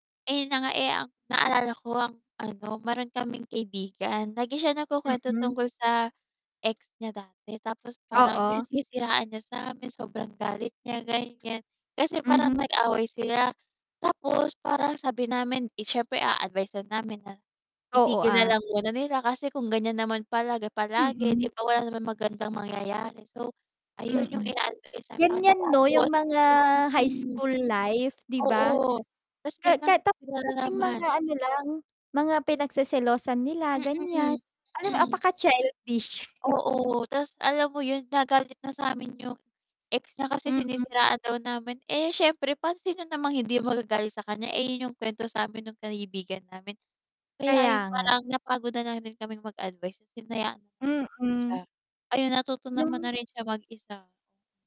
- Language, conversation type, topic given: Filipino, unstructured, Paano mo malalaman kung handa ka na sa isang relasyon?
- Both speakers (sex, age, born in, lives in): female, 20-24, Philippines, Philippines; female, 25-29, Philippines, Philippines
- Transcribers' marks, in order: static; mechanical hum; distorted speech; tapping; chuckle